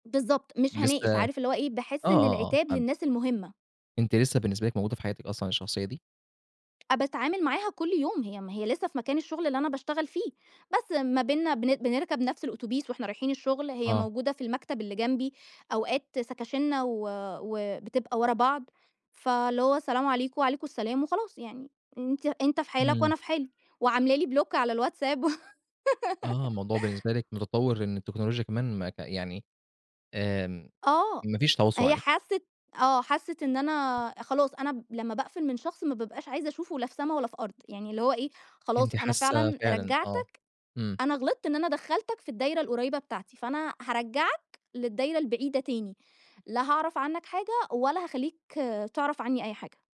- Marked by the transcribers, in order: unintelligible speech; in English: "سكاشننا"; in English: "بلوك"; laugh
- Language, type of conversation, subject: Arabic, podcast, إزاي بتبدأ كلام مع ناس متعرفهمش؟